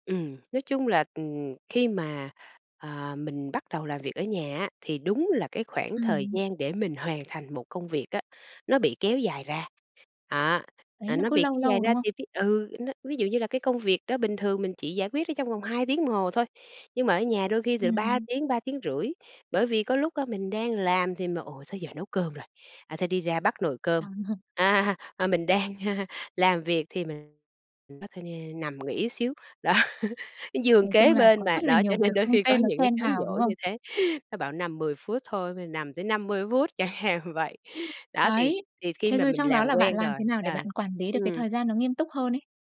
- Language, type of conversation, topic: Vietnamese, podcast, Bạn nghĩ gì về làm việc từ xa so với làm việc tại văn phòng?
- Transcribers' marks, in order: tapping; laugh; laughing while speaking: "À"; laughing while speaking: "a"; laughing while speaking: "đó"; laughing while speaking: "hạn vậy"